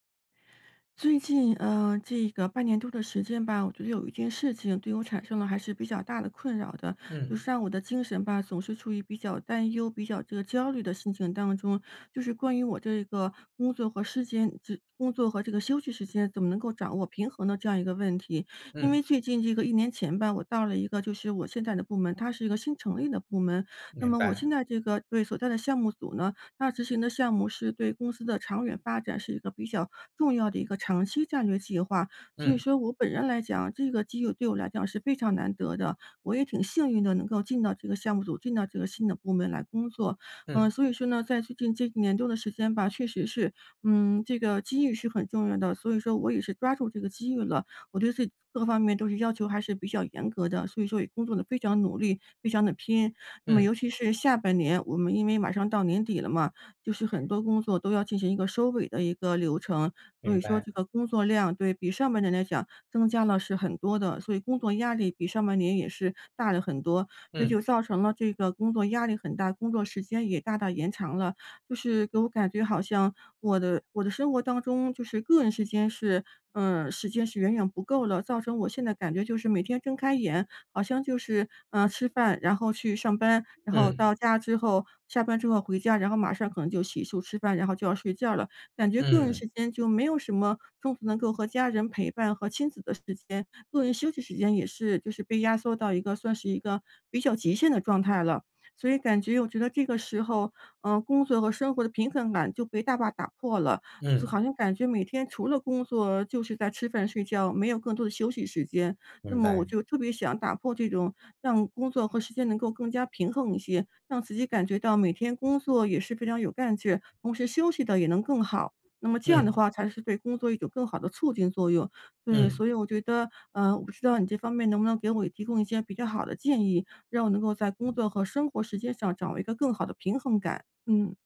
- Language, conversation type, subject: Chinese, advice, 我该如何安排工作与生活的时间，才能每天更平衡、压力更小？
- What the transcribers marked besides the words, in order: other background noise